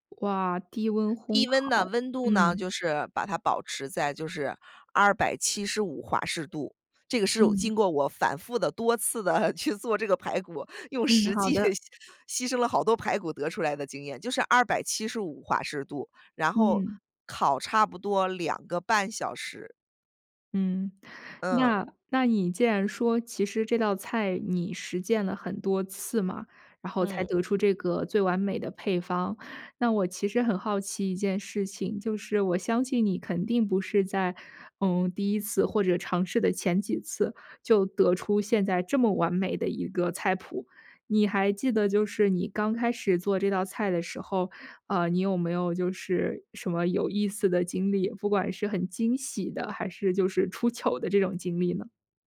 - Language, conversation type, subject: Chinese, podcast, 你最拿手的一道家常菜是什么？
- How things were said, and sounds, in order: laughing while speaking: "多次地去做这个排骨，用实际牺牲了好多排骨"